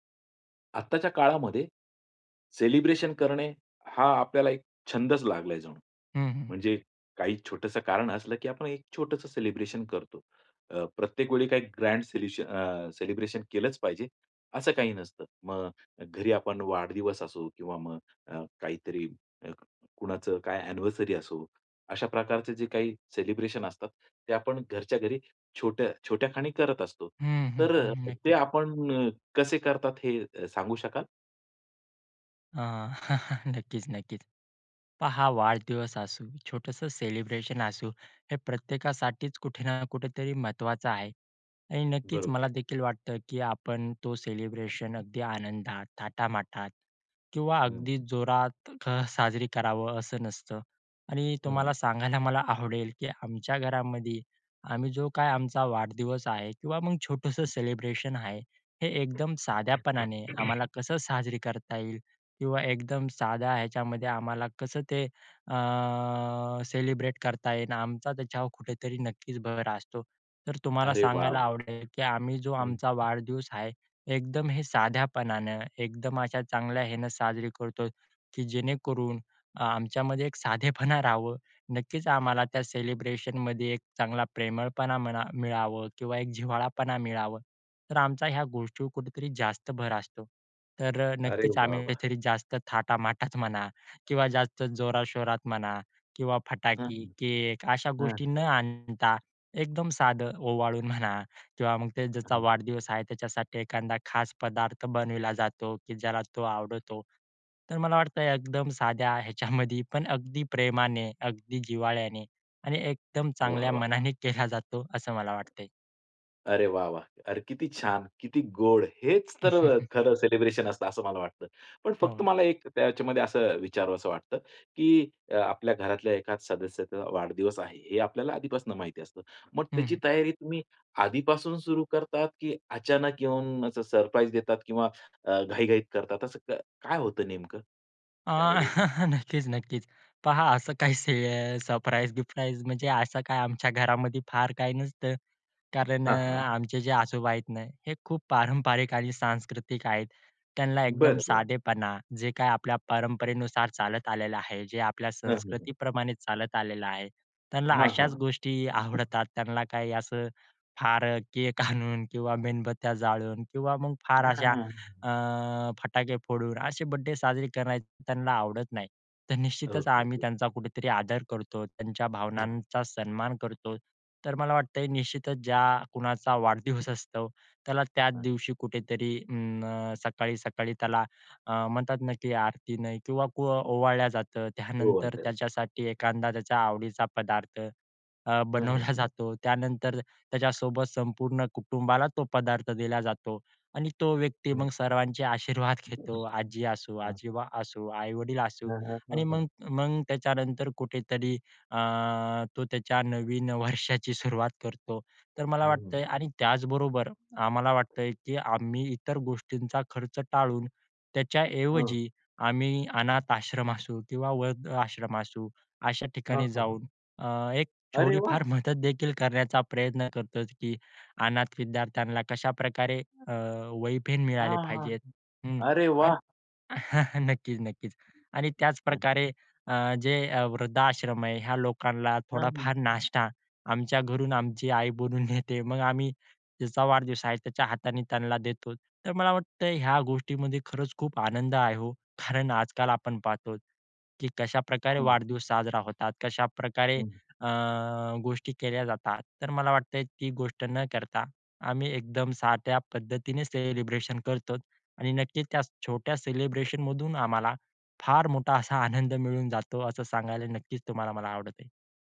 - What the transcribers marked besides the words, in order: in English: "ग्रँड सेल्युशन"; other noise; chuckle; laughing while speaking: "आवडेल"; throat clearing; laughing while speaking: "साधेपणा राहावं"; laughing while speaking: "थाटामाटात म्हणा"; "पदार्थ" said as "बनविला"; laughing while speaking: "ह्याच्यामध्ये"; laughing while speaking: "केला जातो"; chuckle; tapping; chuckle; laughing while speaking: "आवडतात"; laughing while speaking: "केक आणून"; unintelligible speech; laughing while speaking: "त्यानंतर"; laughing while speaking: "बनवला जातो"; laughing while speaking: "आशीर्वाद घेतो"; laughing while speaking: "सुरुवात करतो"; laughing while speaking: "असू"; chuckle; laughing while speaking: "थोडाफार"; laughing while speaking: "कारण आजकाल"; laughing while speaking: "आनंद मिळून जातो"
- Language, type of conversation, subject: Marathi, podcast, वाढदिवस किंवा छोटसं घरगुती सेलिब्रेशन घरी कसं करावं?